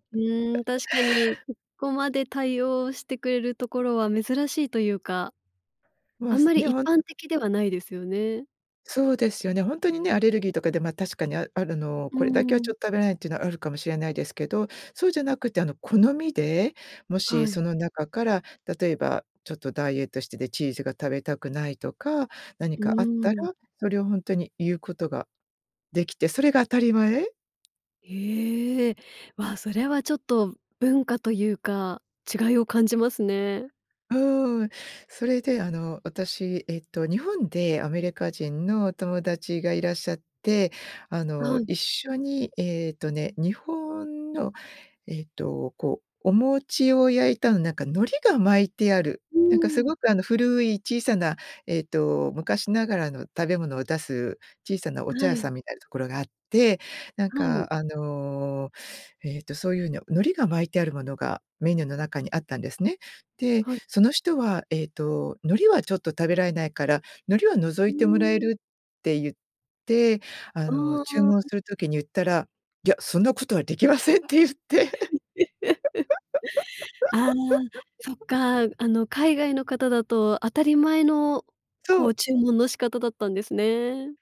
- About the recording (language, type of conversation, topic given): Japanese, podcast, 食事のマナーで驚いた出来事はありますか？
- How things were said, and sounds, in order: tapping; other noise; laughing while speaking: "できませんって言って"; giggle